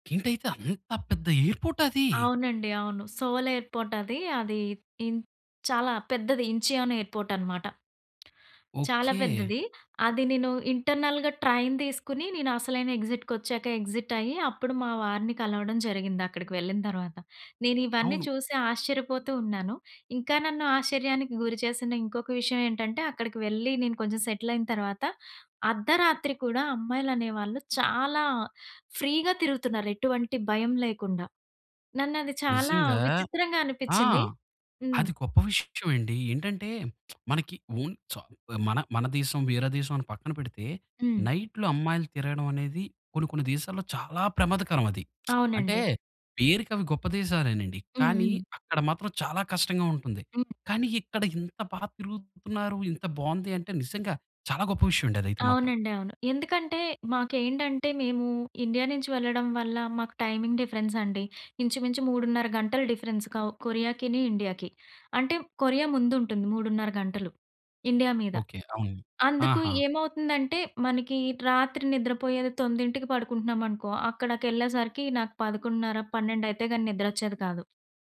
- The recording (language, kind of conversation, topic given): Telugu, podcast, పెళ్లి, ఉద్యోగం లేదా స్థలాంతరం వంటి జీవిత మార్పులు మీ అంతర్మనసుపై ఎలా ప్రభావం చూపించాయి?
- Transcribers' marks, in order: in English: "సోల్ ఎయిర్‌పోర్ట్"; other noise; in English: "ఇంటర్నల్‌గా ట్రైన్"; in English: "ఎక్సిట్"; in English: "ఎక్సిట్"; in English: "సెటిల్"; in English: "ఫ్రీగా"; lip smack; in English: "ఓన్"; in English: "నైట్‌లో"; lip smack; in English: "టైమింగ్ డిఫరెన్స్"; in English: "డిఫరెన్స్"